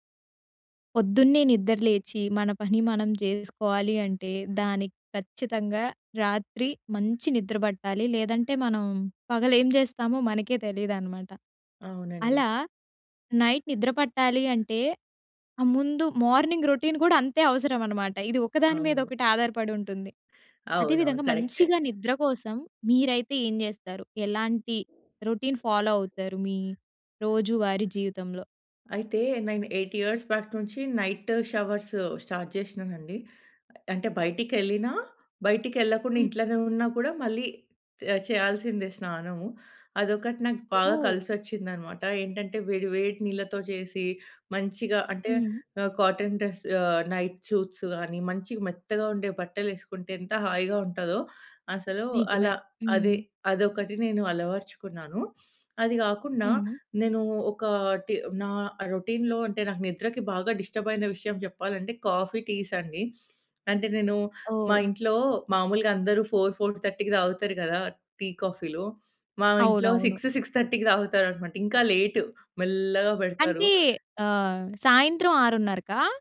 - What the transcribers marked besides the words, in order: other background noise; in English: "నైట్"; in English: "మార్నింగ్ రొటీన్"; in English: "రొటీన్ ఫాలో"; in English: "ఎయిట్ ఇయార్స్ బ్యాక్"; in English: "షవర్స్ స్టార్ట్"; other noise; in English: "కాటన్ డ్రెస్"; drawn out: "ఒకాటి"; in English: "రొటిన్‌లో"; in English: "ఫోర్ ఫోర్ థర్టీ‌కి"
- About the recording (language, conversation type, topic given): Telugu, podcast, రాత్రి మెరుగైన నిద్ర కోసం మీరు అనుసరించే రాత్రి రొటీన్ ఏమిటి?